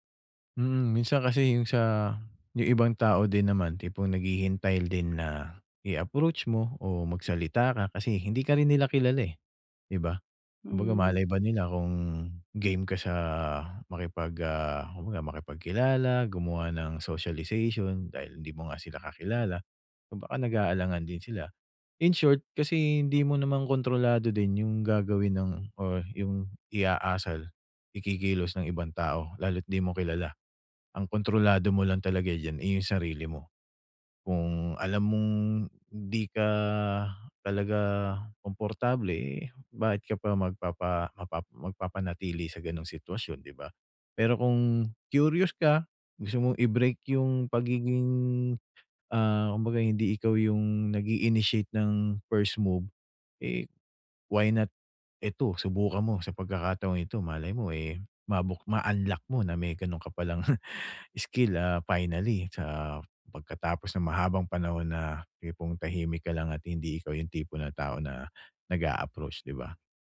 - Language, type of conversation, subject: Filipino, advice, Paano ko mababawasan ang pag-aalala o kaba kapag may salu-salo o pagtitipon?
- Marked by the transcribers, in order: other background noise; chuckle